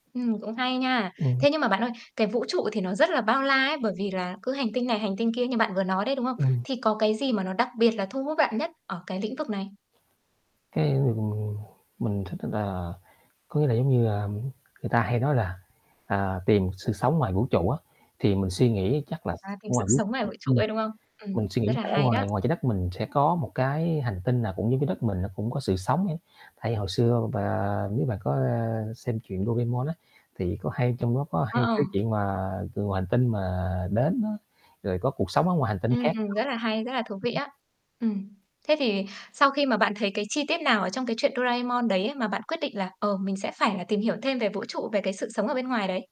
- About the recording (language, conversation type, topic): Vietnamese, podcast, Nếu không phải lo chuyện tiền bạc, bạn sẽ theo đuổi sở thích nào?
- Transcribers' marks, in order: tapping; static; other background noise; unintelligible speech; unintelligible speech